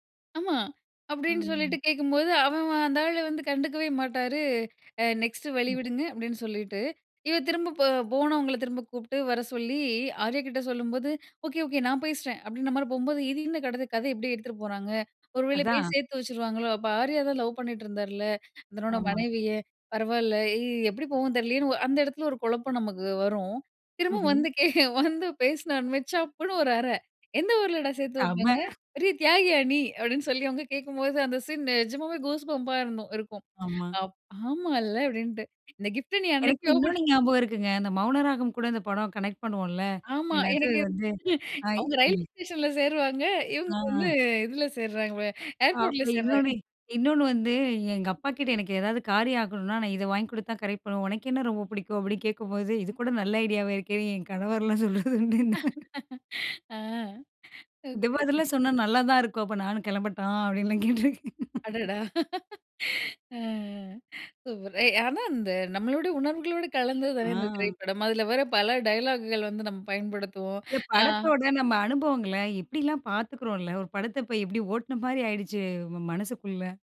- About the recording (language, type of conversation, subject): Tamil, podcast, உங்களுக்கு பிடித்த ஒரு திரைப்படப் பார்வை அனுபவத்தைப் பகிர முடியுமா?
- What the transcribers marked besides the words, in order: in English: "நெக்ஸ்ட்"; other noise; in English: "கூஸ் பம்பா"; in English: "கிஃப்ட்ட"; in English: "கனெக்ட்"; laughing while speaking: "அவுங்க ரயில்வே ஸ்டேஷன்ல சேருவாங்க. இவுங்க வந்து இதுல சேர்றாங்க"; in English: "ஹாய்"; laughing while speaking: "அப்புறம் இன்னொன்னு, இன்னொன்னு வந்து எங்க … என் கணவர்லாம் சொல்றதுண்டுனே"; in English: "கரெக்ட்"; in English: "ஐடியாவா"; laugh; in English: "டிவர்ஸ்செல்லாம்"; laugh; in English: "டயலாக்குகள்"